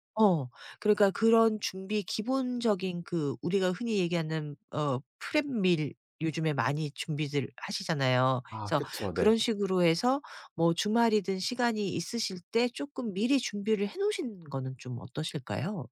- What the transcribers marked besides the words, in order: none
- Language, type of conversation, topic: Korean, advice, 시간이 부족해 늘 패스트푸드로 끼니를 때우는데, 건강을 어떻게 챙기면 좋을까요?